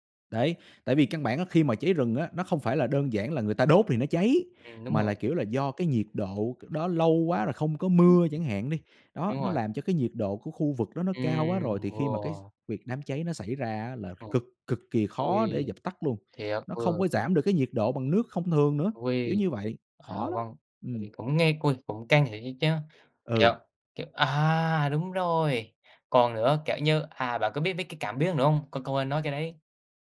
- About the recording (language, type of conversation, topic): Vietnamese, unstructured, Công nghệ có thể giúp giải quyết các vấn đề môi trường như thế nào?
- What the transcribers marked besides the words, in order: tapping; other background noise